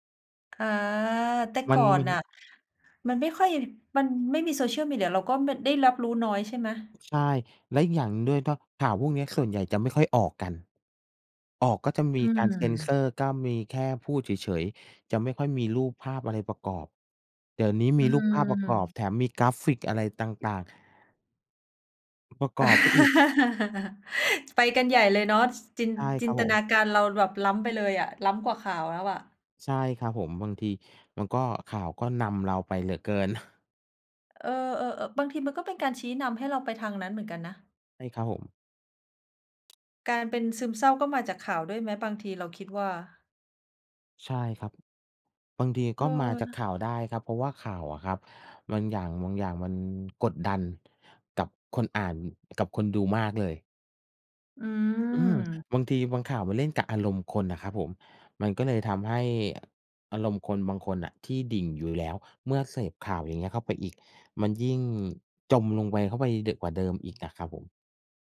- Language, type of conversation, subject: Thai, unstructured, คุณเคยรู้สึกเหงาหรือเศร้าจากการใช้โซเชียลมีเดียไหม?
- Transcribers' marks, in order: laugh; chuckle; tapping